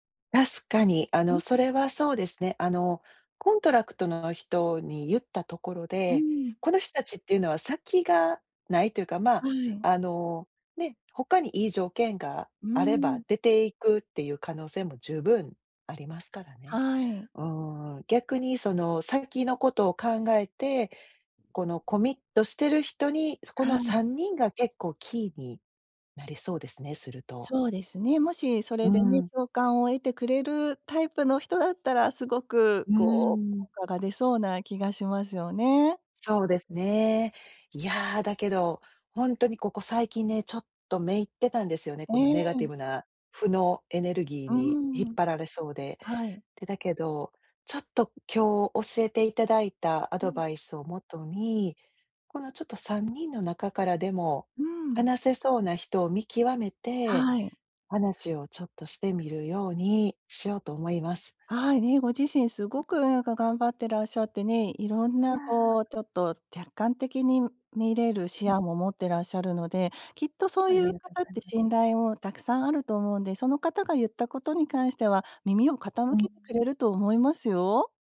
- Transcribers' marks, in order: other noise; other background noise
- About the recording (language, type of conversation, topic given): Japanese, advice, 関係を壊さずに相手に改善を促すフィードバックはどのように伝えればよいですか？